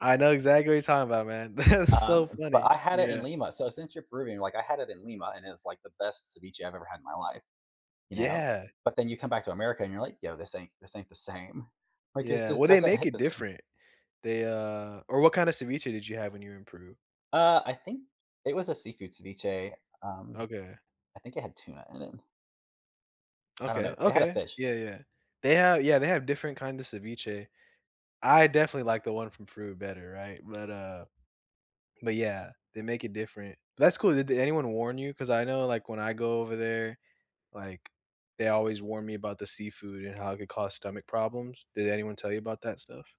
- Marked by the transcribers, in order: tapping
- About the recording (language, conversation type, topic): English, unstructured, How does eating local help you map a culture and connect with people?